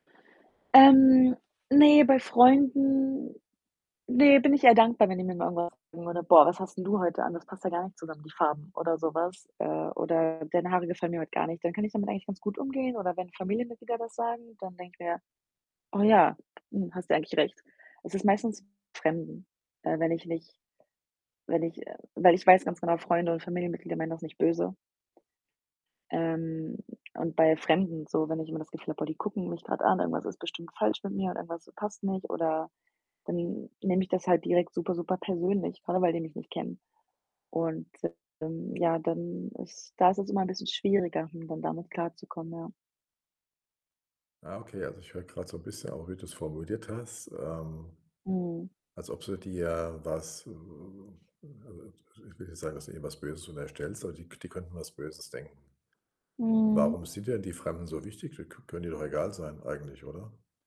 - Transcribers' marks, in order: unintelligible speech; distorted speech; other background noise; unintelligible speech; other noise
- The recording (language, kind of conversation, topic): German, advice, Wie kann ich trotz Angst vor Bewertung und Scheitern ins Tun kommen?